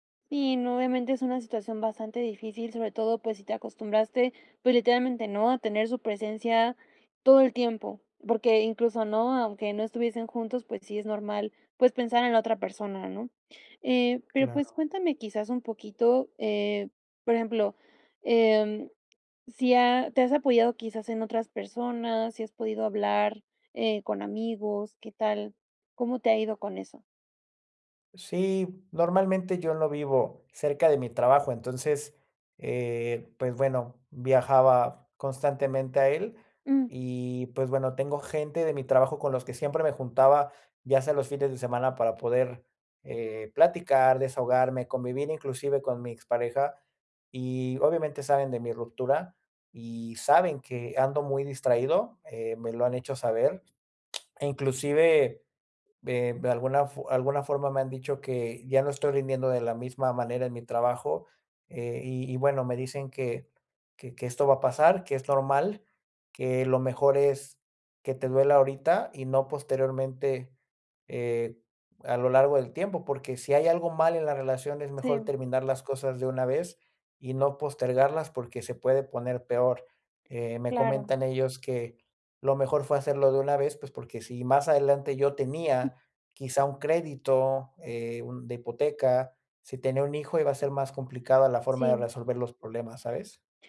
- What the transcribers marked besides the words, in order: other background noise; tapping
- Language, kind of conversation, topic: Spanish, advice, ¿Cómo puedo aceptar la nueva realidad después de que terminó mi relación?